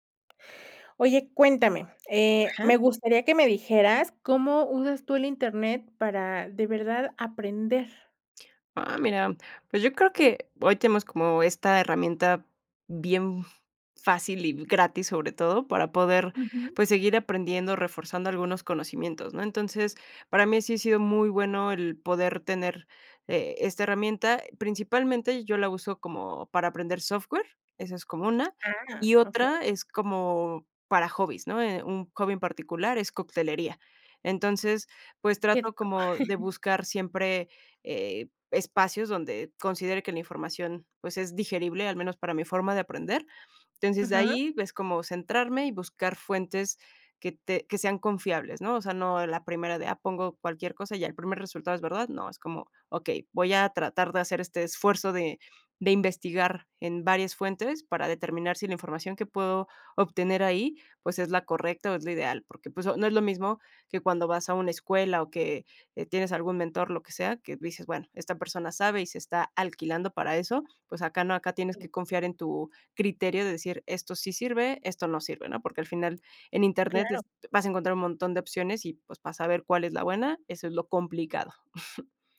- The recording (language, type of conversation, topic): Spanish, podcast, ¿Cómo usas internet para aprender de verdad?
- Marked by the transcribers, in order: chuckle; chuckle